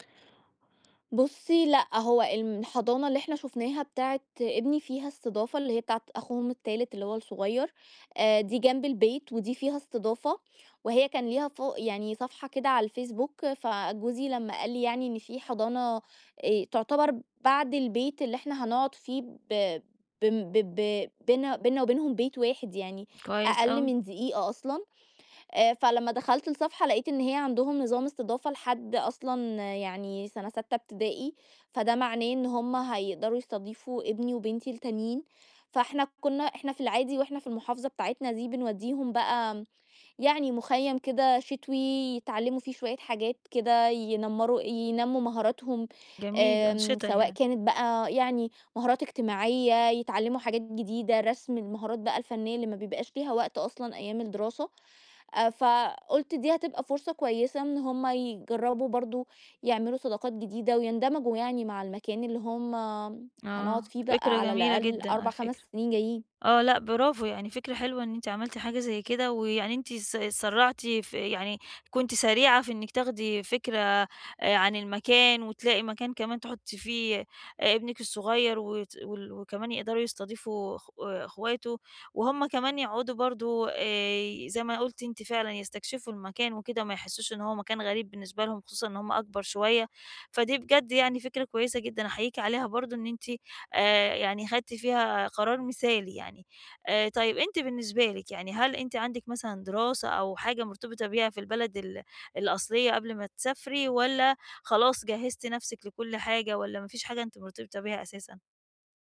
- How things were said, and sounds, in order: none
- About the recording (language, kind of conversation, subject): Arabic, advice, إزاي أنظم ميزانيتي وأدير وقتي كويس خلال فترة الانتقال؟